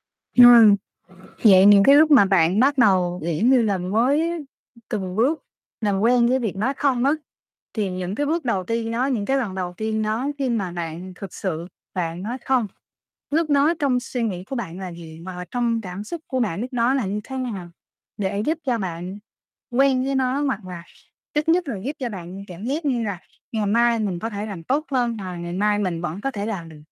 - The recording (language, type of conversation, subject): Vietnamese, podcast, Bạn đã học cách nói “không” như thế nào?
- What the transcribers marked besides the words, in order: distorted speech; other background noise; tapping